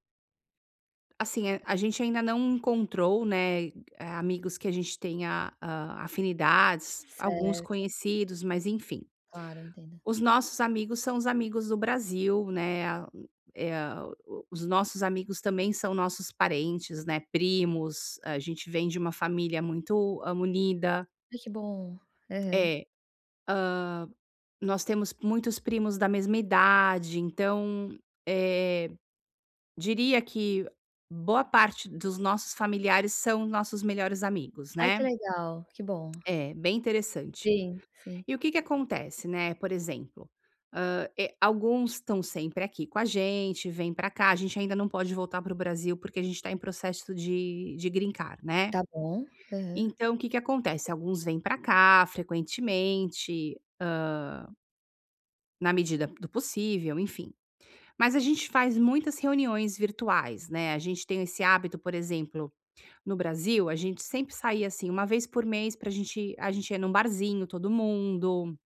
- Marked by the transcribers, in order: tapping; in English: "Green Card"
- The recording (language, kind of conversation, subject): Portuguese, advice, Como posso estabelecer limites com amigos sem magoá-los?